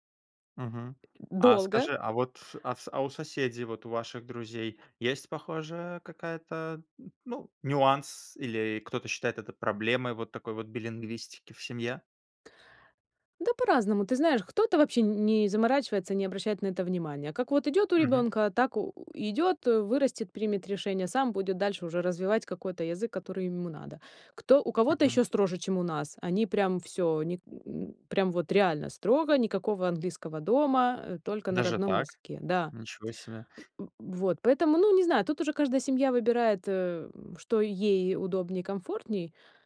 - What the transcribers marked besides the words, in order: other noise
- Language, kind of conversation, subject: Russian, podcast, Как ты относишься к смешению языков в семье?